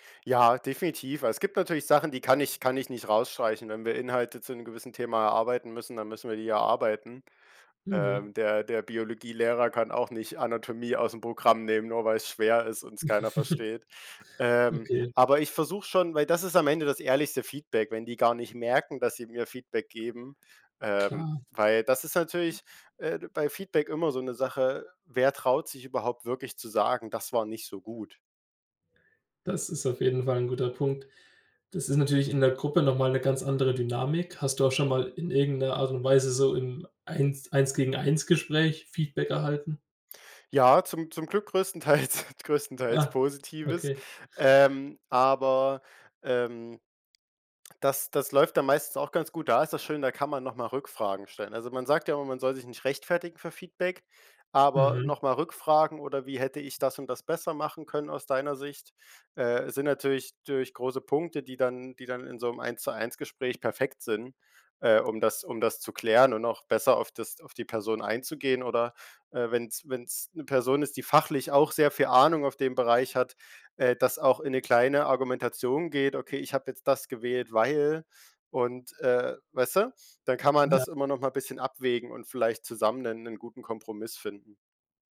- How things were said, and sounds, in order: giggle; other background noise; "Eins-zu-eins-Gespräch" said as "Eins-gegen-eins-Gespräch"; laughing while speaking: "größtenteils"; "natürlich" said as "türlich"; stressed: "weil"
- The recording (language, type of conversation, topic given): German, podcast, Wie kannst du Feedback nutzen, ohne dich kleinzumachen?